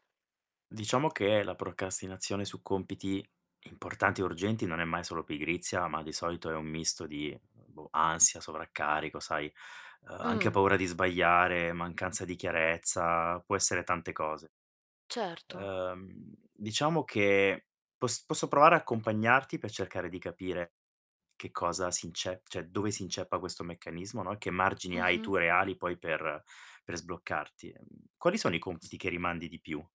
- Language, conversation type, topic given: Italian, advice, Come posso smettere di procrastinare sui compiti importanti e urgenti?
- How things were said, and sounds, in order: tapping; "cioè" said as "ceh"; distorted speech; other background noise